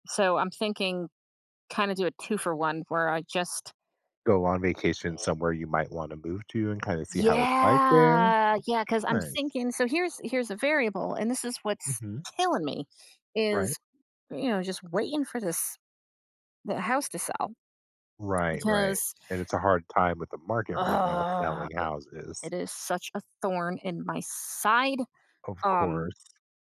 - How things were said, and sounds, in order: other noise; drawn out: "Yeah"; anticipating: "see how it's like there?"; groan; angry: "it is such a thorn in my side"
- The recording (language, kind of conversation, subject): English, advice, How can I stay motivated to reach a personal goal despite struggling to keep going?